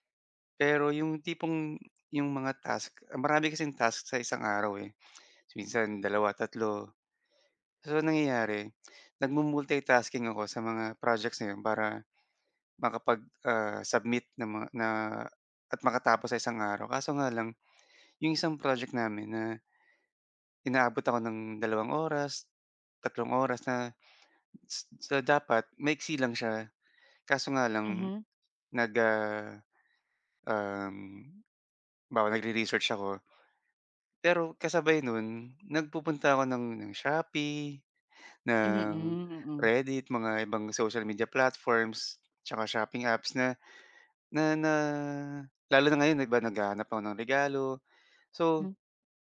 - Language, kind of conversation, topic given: Filipino, advice, Paano ko mapapanatili ang pokus sa kasalukuyan kong proyekto?
- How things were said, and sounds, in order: other background noise; tapping